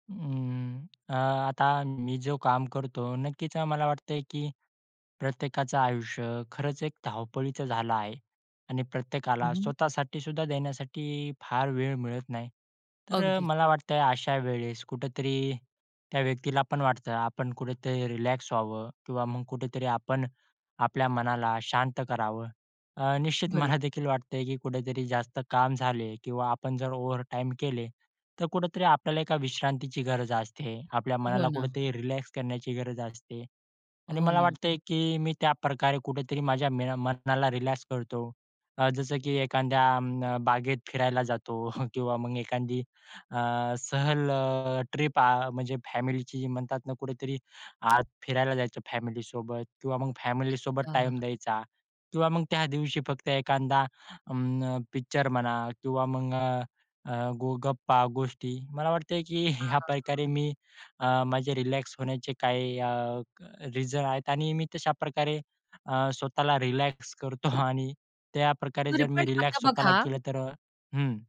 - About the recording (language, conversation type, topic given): Marathi, podcast, कामानंतर आराम मिळवण्यासाठी तुम्ही काय करता?
- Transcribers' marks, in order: tapping; other background noise; "एखाद्या" said as "एखांद्या"; chuckle; "एखादी" said as "एखांदी"; "एखादा" said as "एखांदा"; laughing while speaking: "की"